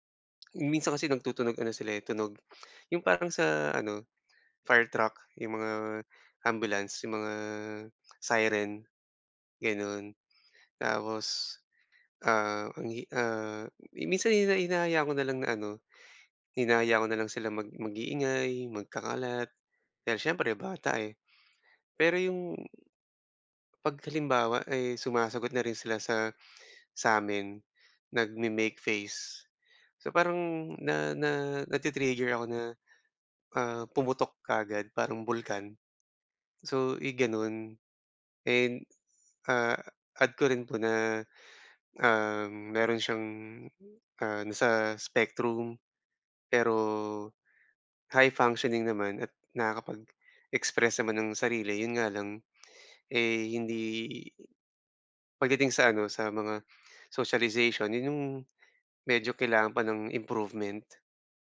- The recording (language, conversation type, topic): Filipino, advice, Paano ko haharapin ang sarili ko nang may pag-unawa kapag nagkulang ako?
- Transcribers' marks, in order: other background noise; tapping